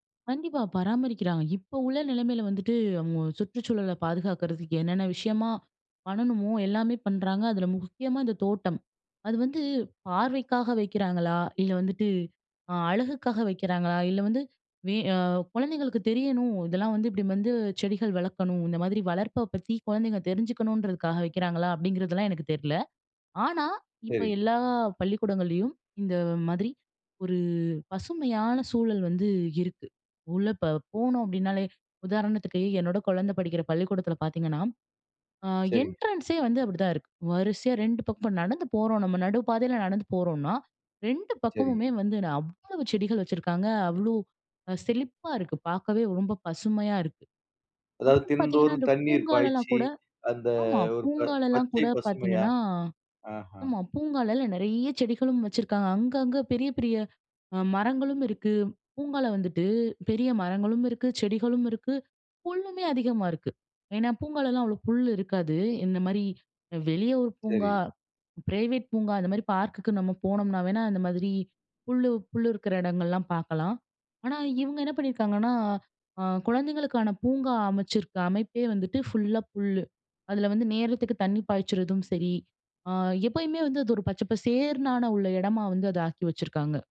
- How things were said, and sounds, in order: other noise; drawn out: "எல்லா"; in English: "என்ட்ரன்ஸ்சே"; drawn out: "அந்த"; in English: "பிரைவேட்"
- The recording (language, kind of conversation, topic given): Tamil, podcast, சுற்றுச்சூழல் கல்வி பள்ளிகளில் எவ்வளவு அவசியம் என்று நினைக்கிறீர்கள்?